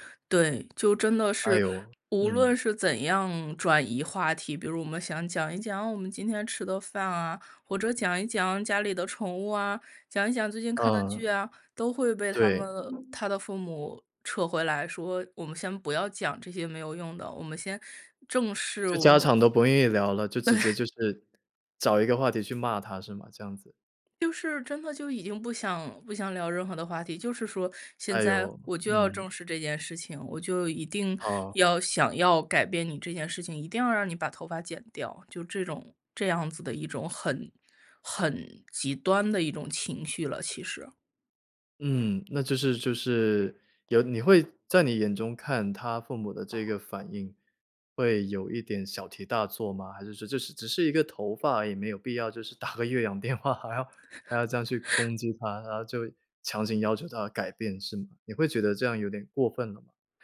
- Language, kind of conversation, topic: Chinese, podcast, 当被家人情绪勒索时你怎么办？
- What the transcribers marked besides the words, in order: tapping; other background noise; chuckle; laughing while speaking: "打个越洋电话"; laugh